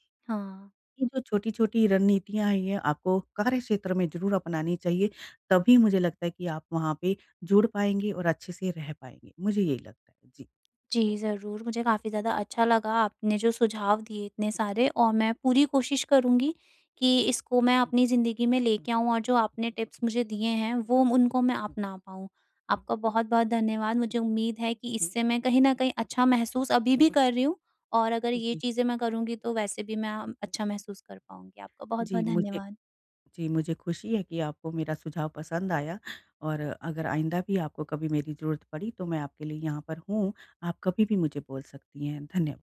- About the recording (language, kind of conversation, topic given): Hindi, advice, भीड़ में खुद को अलग महसूस होने और शामिल न हो पाने के डर से कैसे निपटूँ?
- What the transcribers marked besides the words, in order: in English: "टिप्स"